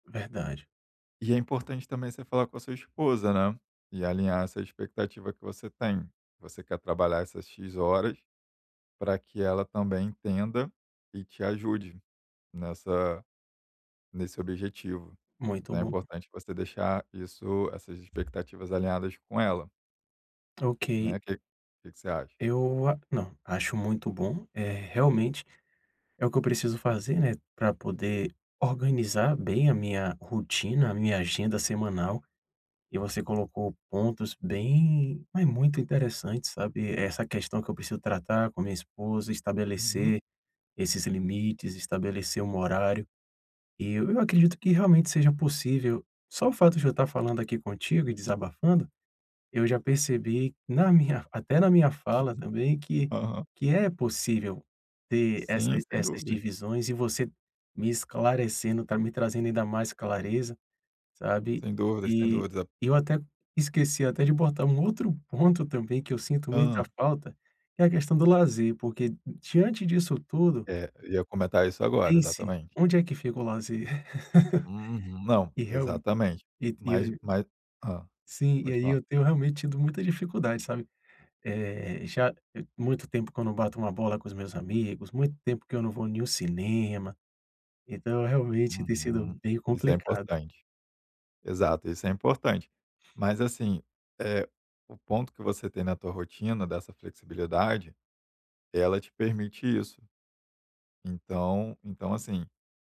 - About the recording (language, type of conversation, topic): Portuguese, advice, Como posso estabelecer limites entre o trabalho e a vida pessoal?
- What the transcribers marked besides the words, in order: tapping; other noise; laugh